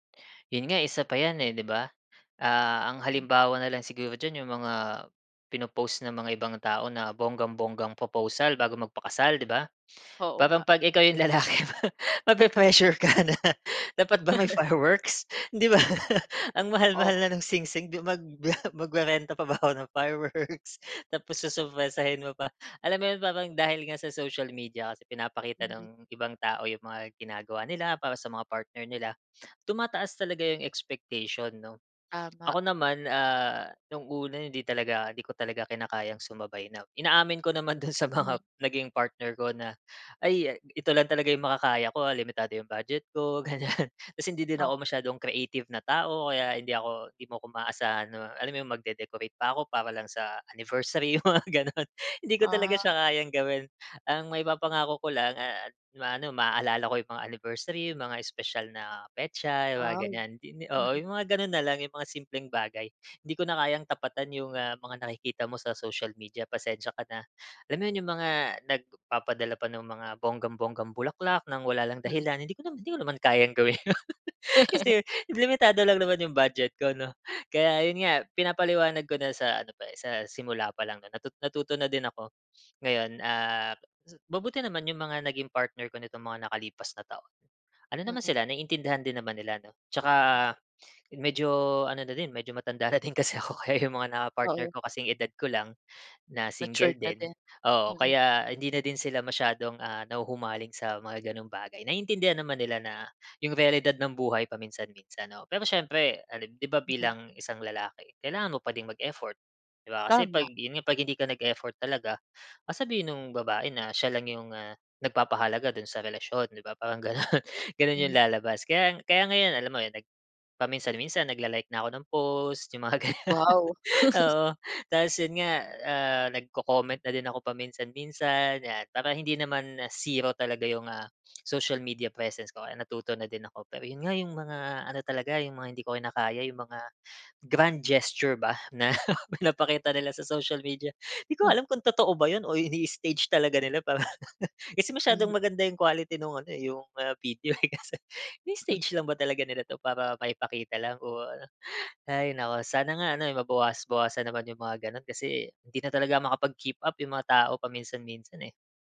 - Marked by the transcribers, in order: laughing while speaking: "'yong lalaki mape-pressure ka na"; laugh; laugh; laughing while speaking: "do'n sa mga"; laughing while speaking: "ganyan"; in English: "creative"; laughing while speaking: "'yung mga gano'n"; laughing while speaking: "gawin 'yon"; laughing while speaking: "kasi ako"; laughing while speaking: "gano'n"; laughing while speaking: "'yung mga gano'n"; laugh; in English: "grand gesture"; laughing while speaking: "na"; in English: "ini-stage"; laugh; laughing while speaking: "eh. Kasi"; in English: "ini-stage"; in English: "makapag-keep up"
- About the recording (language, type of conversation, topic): Filipino, podcast, Anong epekto ng midyang panlipunan sa isang relasyon, sa tingin mo?